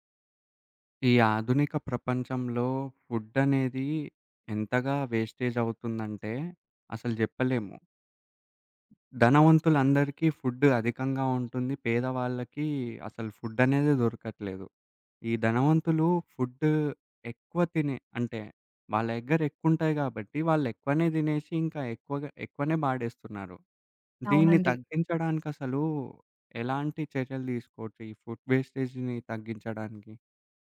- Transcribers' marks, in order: other background noise; in English: "వేస్టేజ్"; in English: "ఫుడ్"; in English: "ఫుడ్ వేస్టేజ్‌ని"
- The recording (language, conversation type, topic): Telugu, podcast, ఆహార వృథాను తగ్గించడానికి ఇంట్లో సులభంగా పాటించగల మార్గాలు ఏమేమి?